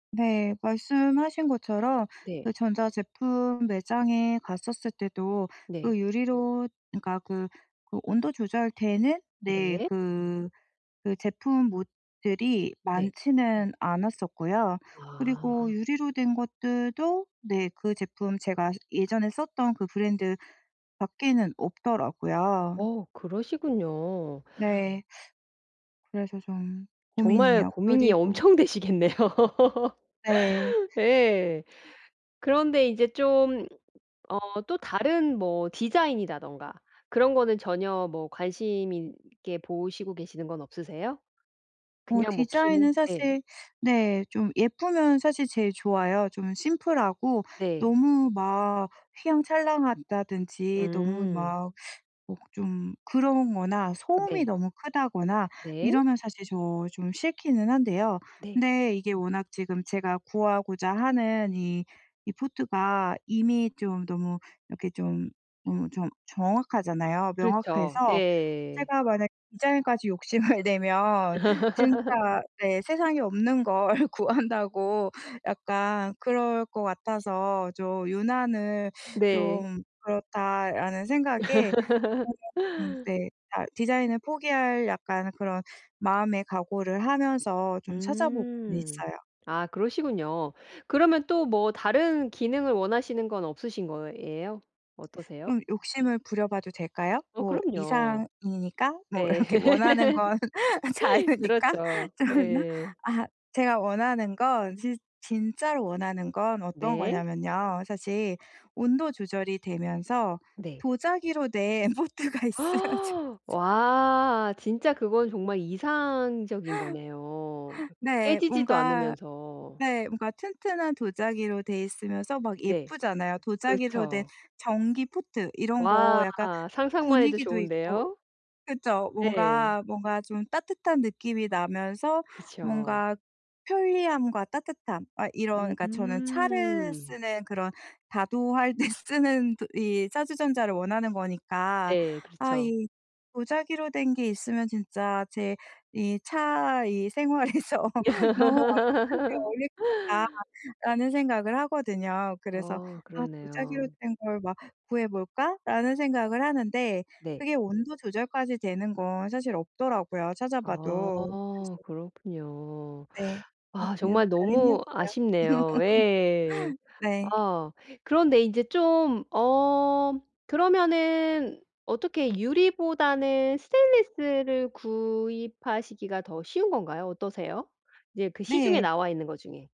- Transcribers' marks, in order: unintelligible speech; tapping; laughing while speaking: "되시겠네요"; laugh; other background noise; laugh; laughing while speaking: "욕심을"; laugh; laugh; unintelligible speech; laughing while speaking: "이렇게 원하는 건 자유니까. 좀 그렇나"; laugh; laughing while speaking: "포트가 있으면 좋죠"; gasp; laugh; laughing while speaking: "할 때"; laughing while speaking: "생활에서"; laugh; laugh
- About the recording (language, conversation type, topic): Korean, advice, 쇼핑할 때 여러 제품 중 무엇을 사야 할지 결정하기가 어려울 때 어떻게 선택해야 하나요?